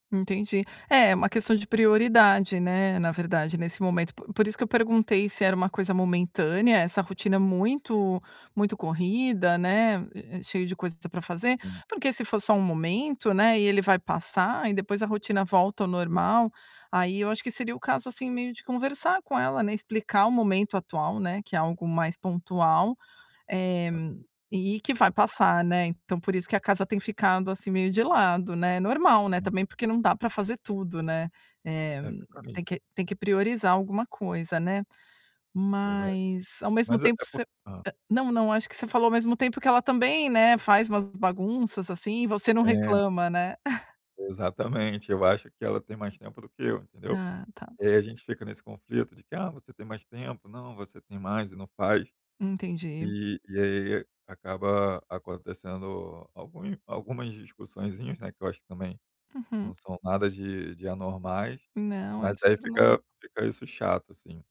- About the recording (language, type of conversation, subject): Portuguese, advice, Como lidar com um(a) parceiro(a) que critica constantemente minhas atitudes?
- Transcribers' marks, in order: laugh